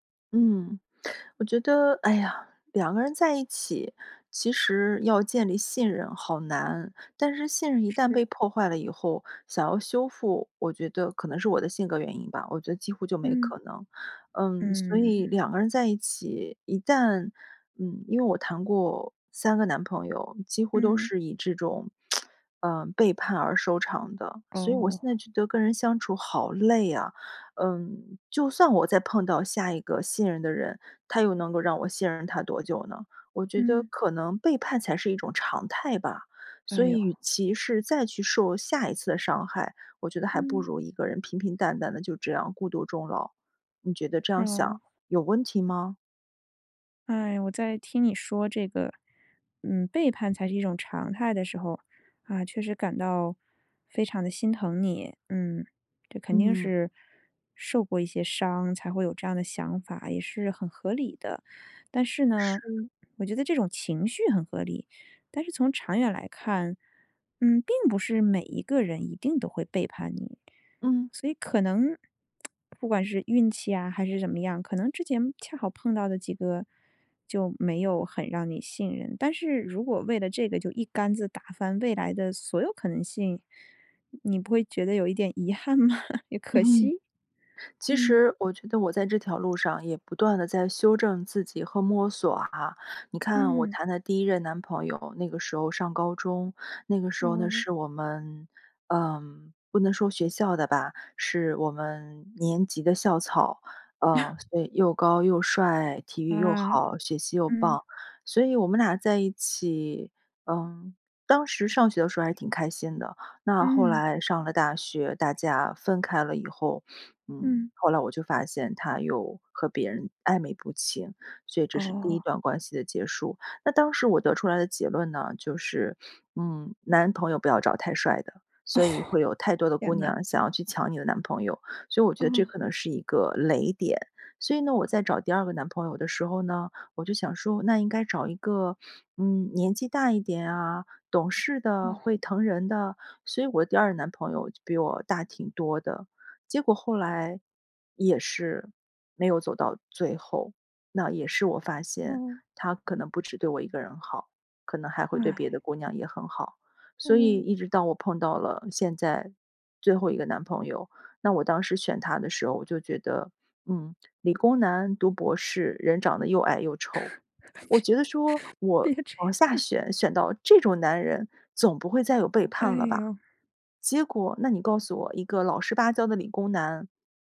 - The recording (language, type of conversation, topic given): Chinese, advice, 过去恋情失败后，我为什么会害怕开始一段新关系？
- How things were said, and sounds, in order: tapping; other background noise; lip smack; lip smack; laughing while speaking: "吗？"; laugh; chuckle; chuckle; inhale; inhale; laugh; inhale; laugh; laughing while speaking: "别 别这样"